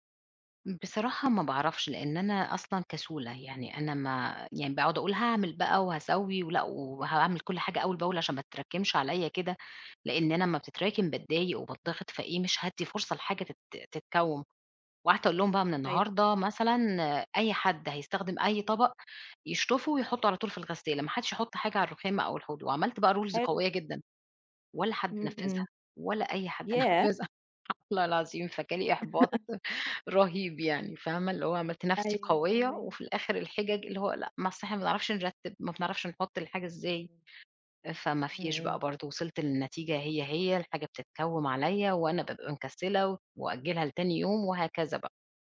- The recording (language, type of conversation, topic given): Arabic, advice, إزاي بتأجّل المهام المهمة لآخر لحظة بشكل متكرر؟
- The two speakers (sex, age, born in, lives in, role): female, 30-34, Egypt, Egypt, advisor; female, 40-44, Egypt, Portugal, user
- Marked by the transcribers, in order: other noise; unintelligible speech; in English: "رولز"; laughing while speaking: "نفّذها"; chuckle